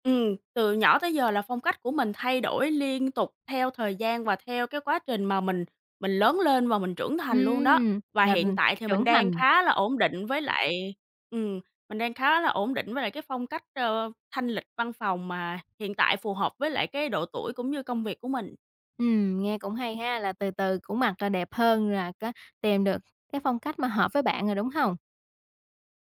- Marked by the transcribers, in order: tapping
- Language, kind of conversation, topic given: Vietnamese, podcast, Phong cách ăn mặc của bạn đã thay đổi như thế nào từ hồi nhỏ đến bây giờ?